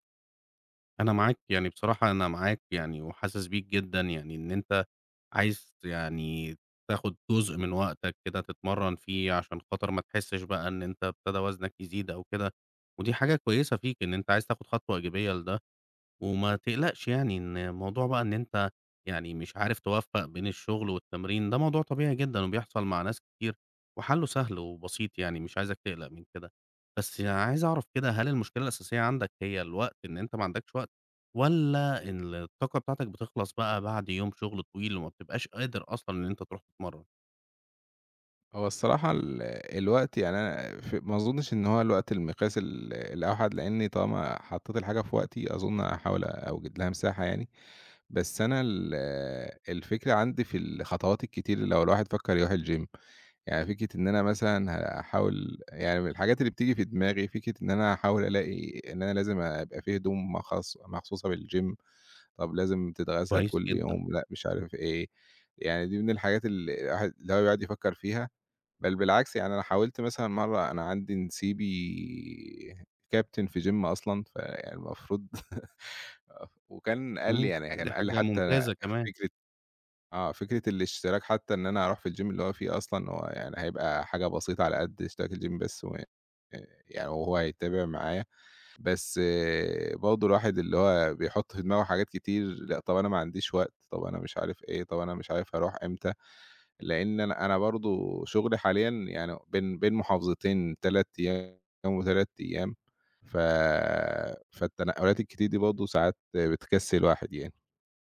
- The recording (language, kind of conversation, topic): Arabic, advice, إزاي أوازن بين الشغل وألاقي وقت للتمارين؟
- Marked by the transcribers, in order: in English: "الgym"; in English: "بالgym"; in English: "gym"; laugh; in English: "الgym"; in English: "الgym"